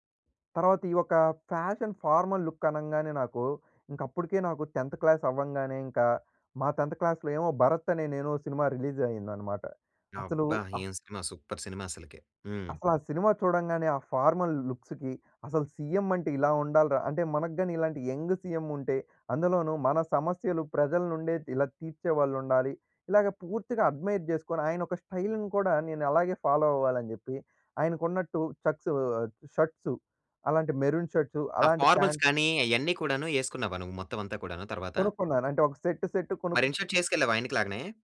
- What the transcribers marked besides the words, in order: in English: "ఫ్యాషన్ ఫార్మల్ లుక్"; in English: "టెన్త్ క్లాస్"; in English: "టెన్త్ క్లాస్‌లో"; in English: "రిలీజ్"; in English: "సూపర్"; in English: "ఫార్మల్ లుక్స్‌కి"; in English: "సీఎం"; in English: "యంగ్ సీఎం"; in English: "అడ్‌మైర్"; in English: "స్టైల్‌ని"; in English: "ఫాలో"; in English: "మెరూన్ షర్ట్స్"; in English: "ఫార్మల్స్"; in English: "ప్యాంట్"; in English: "సెట్"; in English: "ఇన్‌షర్ట్"
- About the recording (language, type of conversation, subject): Telugu, podcast, సినిమాలు, టీవీ కార్యక్రమాలు ప్రజల ఫ్యాషన్‌పై ఎంతవరకు ప్రభావం చూపుతున్నాయి?